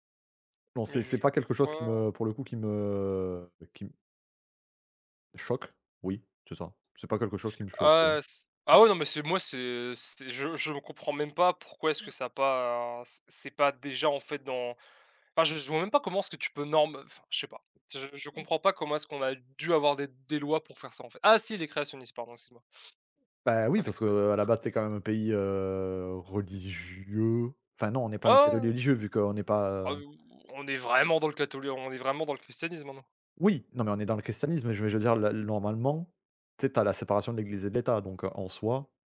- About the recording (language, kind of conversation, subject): French, unstructured, Qu’est-ce qui te choque dans certaines pratiques médicales du passé ?
- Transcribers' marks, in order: other background noise; stressed: "Ah"; chuckle